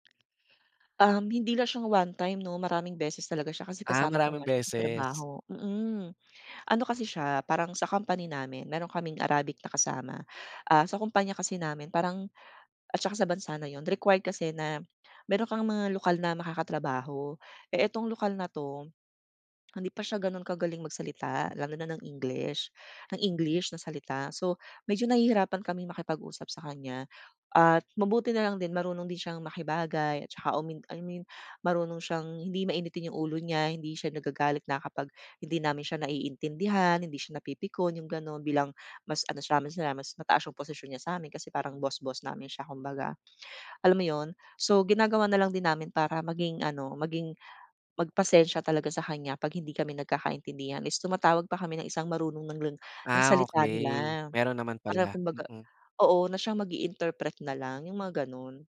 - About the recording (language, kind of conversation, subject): Filipino, podcast, Paano mo hinaharap ang hadlang sa wika kapag may taong gusto mong makausap?
- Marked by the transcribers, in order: other noise; tapping